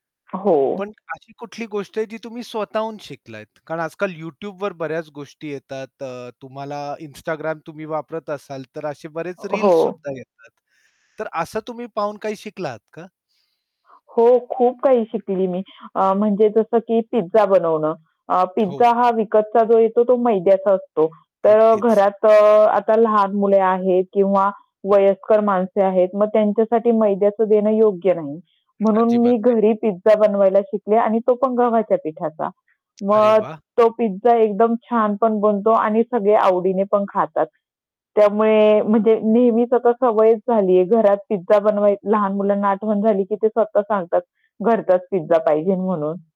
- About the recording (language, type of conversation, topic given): Marathi, podcast, घरच्या साध्या जेवणाची चव लगेचच उठावदार करणारी छोटी युक्ती कोणती आहे?
- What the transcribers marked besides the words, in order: static; distorted speech; other background noise; tapping